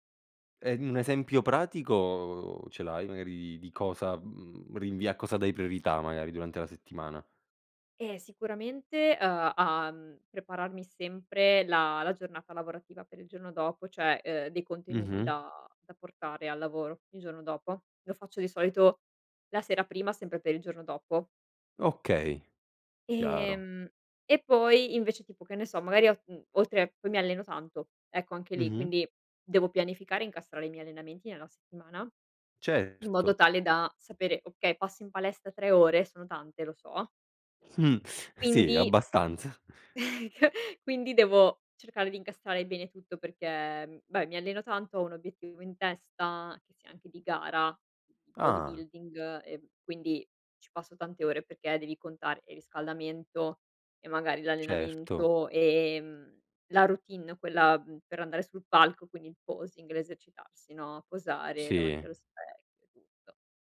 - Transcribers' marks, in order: "cioè" said as "ceh"; chuckle; "va beh" said as "babè"
- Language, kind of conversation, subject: Italian, podcast, Come pianifichi la tua settimana in anticipo?